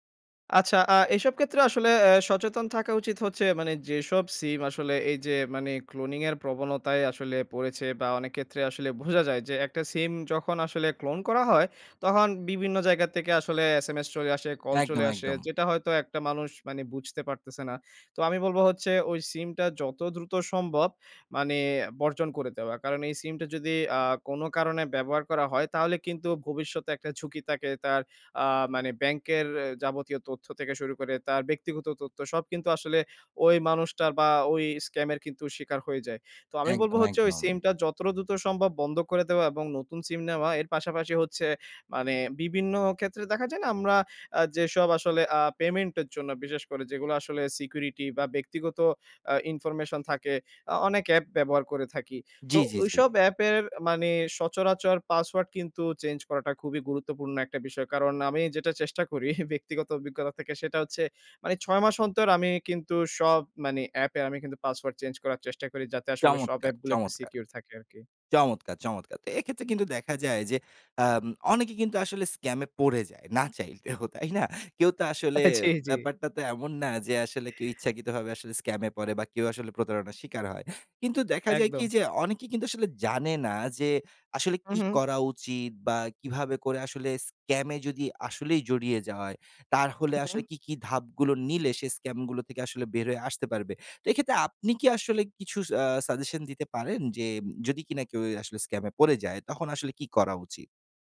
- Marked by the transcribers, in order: in English: "cloning"; "বোঝা" said as "ভোঝা"; in English: "clone"; alarm; "তখন" said as "তহন"; scoff; laughing while speaking: "চাইতেও, তাই না?"; laugh; "তাহলে" said as "তারহলে"
- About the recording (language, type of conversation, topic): Bengali, podcast, অনলাইন প্রতারণা বা ফিশিং থেকে বাঁচতে আমরা কী কী করণীয় মেনে চলতে পারি?